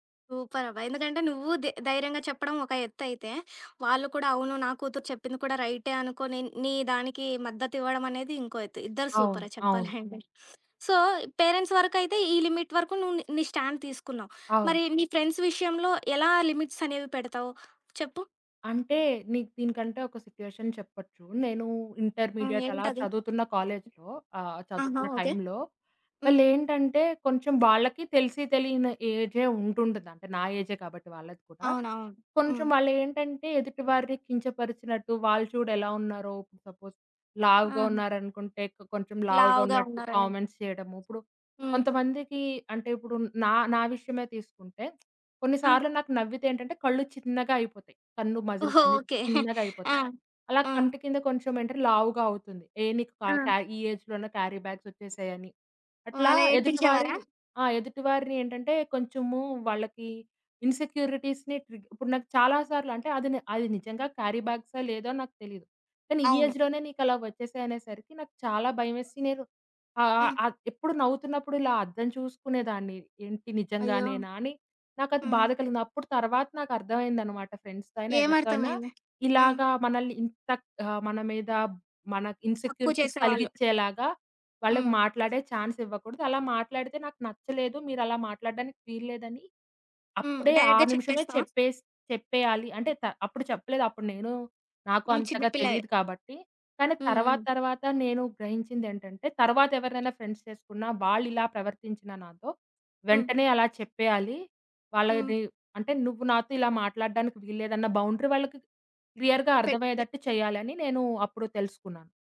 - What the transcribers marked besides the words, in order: in English: "సూపర్"; other background noise; giggle; in English: "సో, పేరెంట్స్"; in English: "లిమిట్"; in English: "స్టాండ్"; in English: "ఫ్రెండ్స్"; in English: "లిమిట్స్"; in English: "సిట్యుయేషన్"; in English: "ఇంటర్మీడియట్"; in English: "ఏజే"; in English: "ఏజే"; in English: "సపోస్"; in English: "కామెంట్స్"; tapping; in English: "మజిల్స్"; giggle; in English: "ఏజ్‌లోనే క్యారీ బ్యాగ్స్"; in English: "ఇన్సెక్యూరిటీస్‌ని"; in English: "క్యారిబాగ్స్"; in English: "ఏజ్‌లోనే"; in English: "ఫ్రెండ్స్‌తో"; in English: "ఇన్సెక్యూరిటీస్"; in English: "ఛాన్స్"; in English: "డైరెక్ట్‌గా"; in English: "ఫ్రెండ్స్"; in English: "బౌండరీ"; in English: "క్ క్లియర్‌గా"
- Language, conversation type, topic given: Telugu, podcast, పెద్దవారితో సరిహద్దులు పెట్టుకోవడం మీకు ఎలా అనిపించింది?